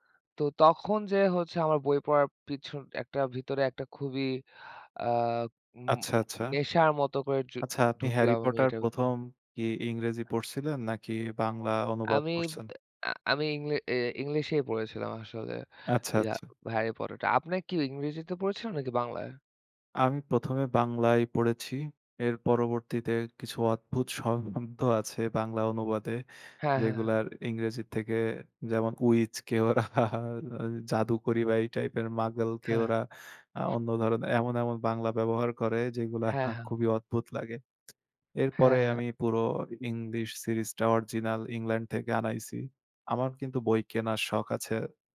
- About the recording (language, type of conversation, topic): Bengali, unstructured, আপনি কোন শখ সবচেয়ে বেশি উপভোগ করেন?
- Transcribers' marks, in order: laughing while speaking: "ওরা"; laughing while speaking: "যেগুলো"